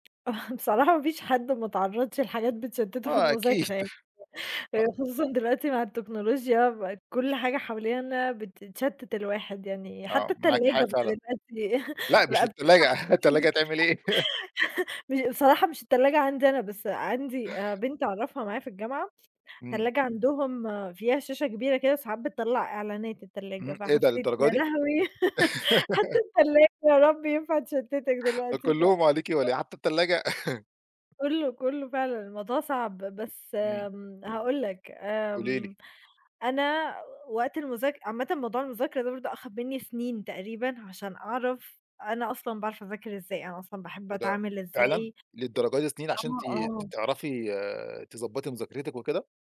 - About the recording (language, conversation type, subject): Arabic, podcast, إيه أسهل طرق بتساعدك تركز وانت بتذاكر؟
- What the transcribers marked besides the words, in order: chuckle; chuckle; chuckle; laugh; chuckle; tapping; chuckle; laugh; unintelligible speech